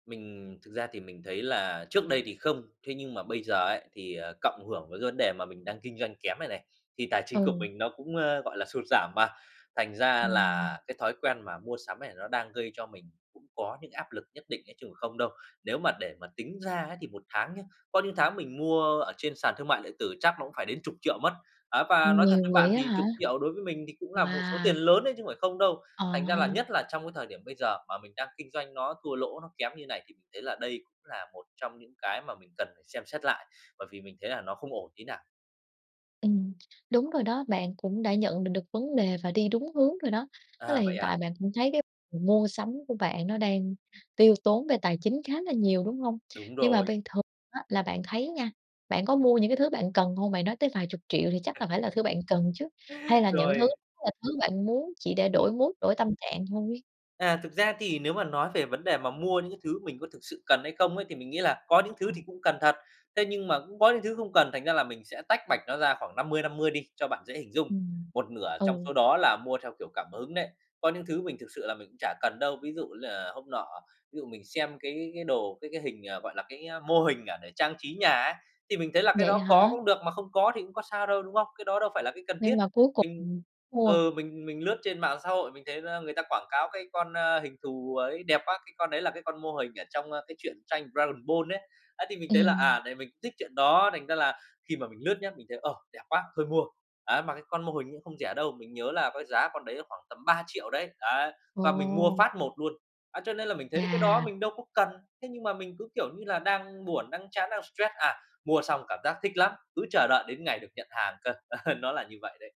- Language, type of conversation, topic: Vietnamese, advice, Bạn có thường mua sắm khi căng thẳng hoặc buồn chán không?
- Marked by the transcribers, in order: other background noise; tapping; chuckle; in English: "mood"; chuckle